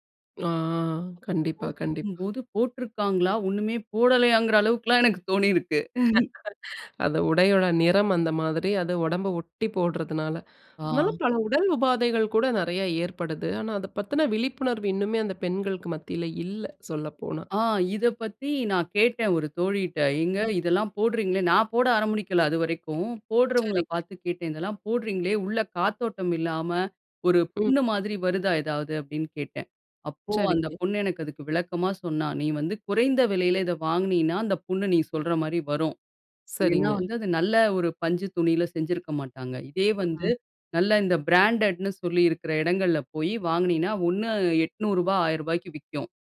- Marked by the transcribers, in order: tapping; laughing while speaking: "போட்டுருக்காங்களா! ஒன்னுமே போடலையாங்குற அளவுக்குலாம் எனக்கு தோணிருக்கு"; chuckle; "ஆரம்பிக்கல" said as "அரமினிக்கல"; other background noise
- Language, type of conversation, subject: Tamil, podcast, வயது அதிகரிக்கத் தொடங்கியபோது உங்கள் உடைத் தேர்வுகள் எப்படி மாறின?